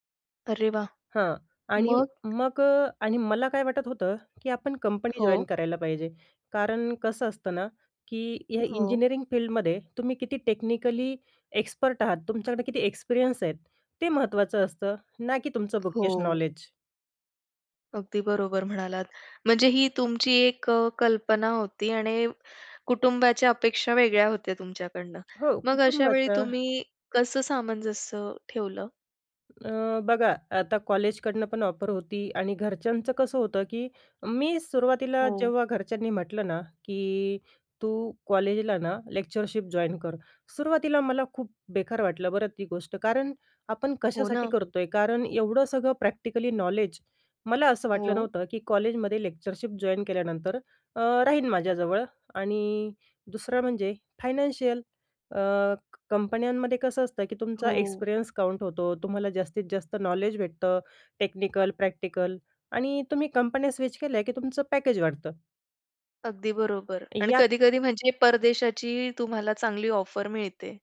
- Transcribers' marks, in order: tapping; in English: "जॉइन"; in English: "इंजिनिअरिंग फील्डमध्ये"; in English: "टेक्निकली एक्सपर्ट"; in English: "एक्सपिरियन्स"; in English: "बुकीश नॉलेज"; other background noise; in English: "ऑफर"; in English: "लेक्चरशिप जॉइन"; in English: "प्रॅक्टिकली नॉलेज"; in English: "लेक्चरशिप जॉइन"; in English: "फायनान्शियल"; in English: "एक्सपिरियन्स काउंट"; in English: "नॉलेज"; in English: "टेक्निकल, प्रॅक्टिकल"; in English: "स्विच"; in English: "पॅकेज"; in English: "ऑफर"
- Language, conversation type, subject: Marathi, podcast, बाह्य अपेक्षा आणि स्वतःच्या कल्पनांमध्ये सामंजस्य कसे साधावे?